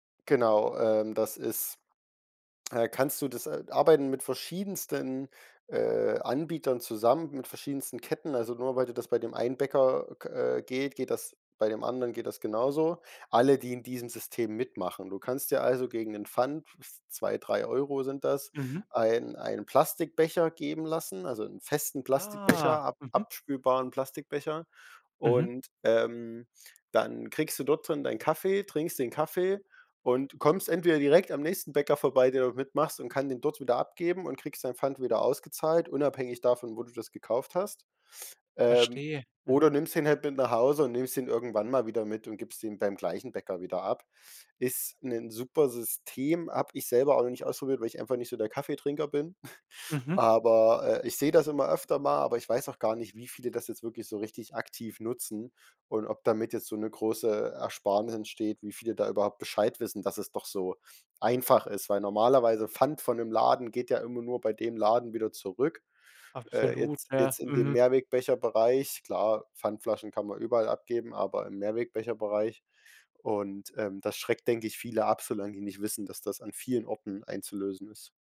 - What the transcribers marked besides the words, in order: stressed: "verschiedensten"; stressed: "festen"; other background noise; drawn out: "Ah"; chuckle
- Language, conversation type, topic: German, podcast, Was hältst du davon, im Alltag Plastik zu vermeiden?